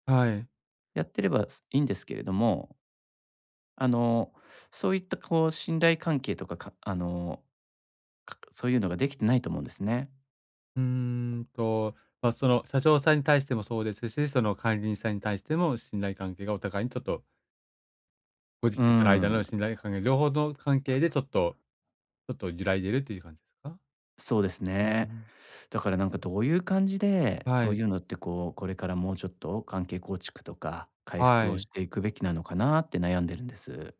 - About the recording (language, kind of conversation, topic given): Japanese, advice, 職場で失った信頼を取り戻し、関係を再構築するにはどうすればよいですか？
- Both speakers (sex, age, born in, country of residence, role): male, 40-44, Japan, Japan, user; male, 45-49, Japan, Japan, advisor
- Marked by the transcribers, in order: tapping